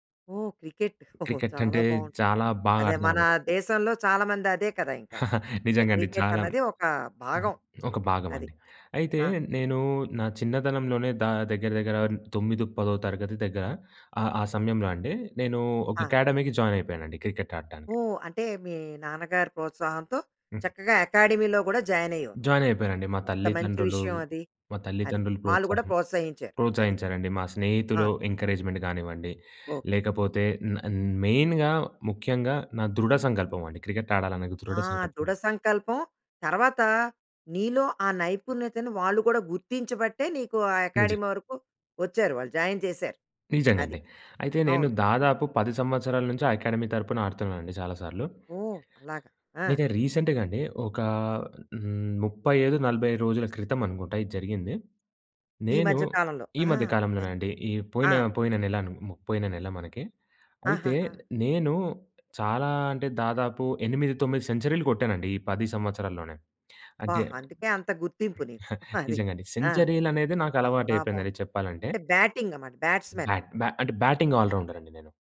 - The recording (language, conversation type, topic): Telugu, podcast, చిన్న విజయాలను నువ్వు ఎలా జరుపుకుంటావు?
- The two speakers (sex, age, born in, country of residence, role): female, 55-59, India, India, host; male, 20-24, India, India, guest
- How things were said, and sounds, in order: other background noise; chuckle; chuckle; in English: "అకాడమీకి"; in English: "అకాడమీ‌లో"; in English: "ఎంకరేజ్మెంట్"; in English: "మెయిన్‌గా"; in English: "అకాడమీ"; in English: "జాయిన్"; in English: "అకాడమీ"; in English: "రీసెంట్‍గా"; in English: "బెస్ట్"; chuckle; in English: "బ్యాట్స్‌మెన్"; in English: "బ్యాటింగ్"